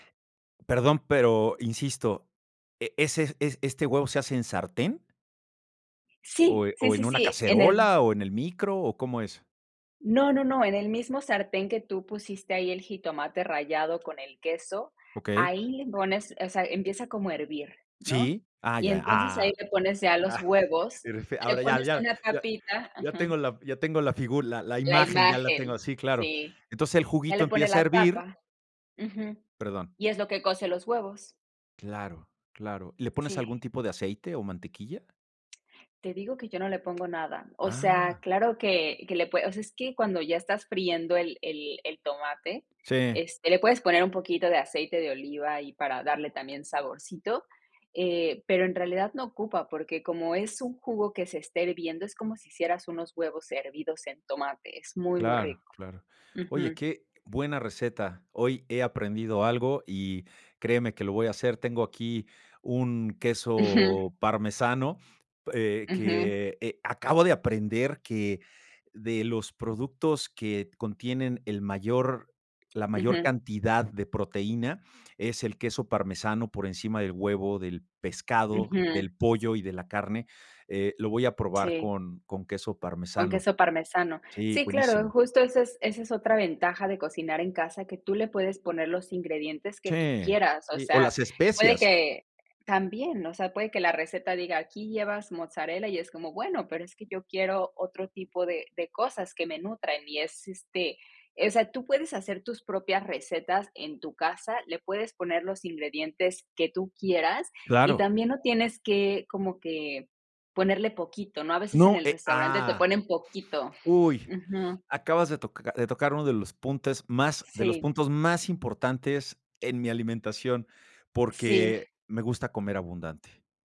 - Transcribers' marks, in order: chuckle; "cuece" said as "cose"; tapping; laughing while speaking: "Ujú"; other background noise
- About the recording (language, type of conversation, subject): Spanish, unstructured, ¿Prefieres cocinar en casa o comer fuera?